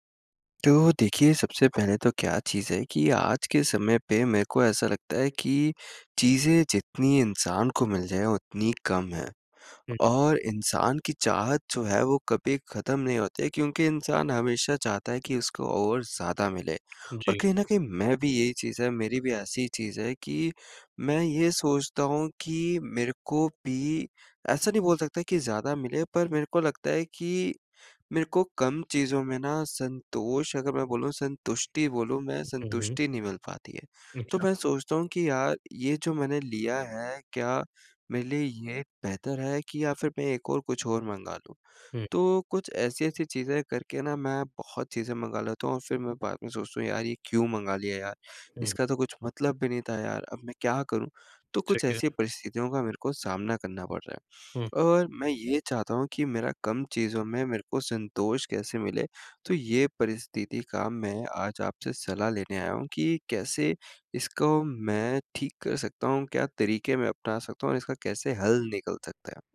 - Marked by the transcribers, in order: none
- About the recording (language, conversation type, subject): Hindi, advice, कम चीज़ों में संतोष खोजना